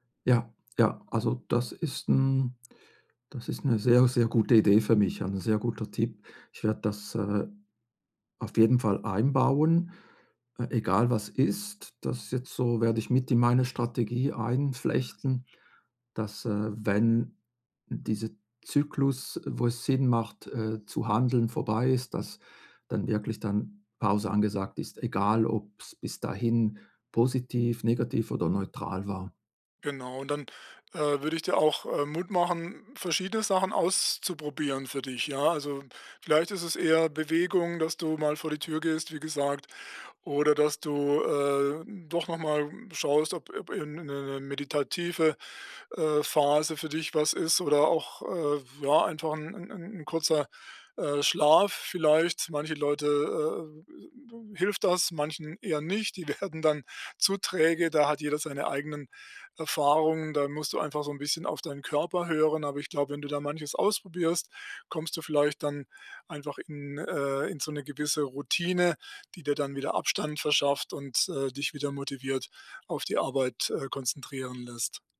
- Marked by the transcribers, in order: other background noise; laughing while speaking: "werden dann"
- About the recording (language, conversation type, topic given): German, advice, Wie kann ich besser mit der Angst vor dem Versagen und dem Erwartungsdruck umgehen?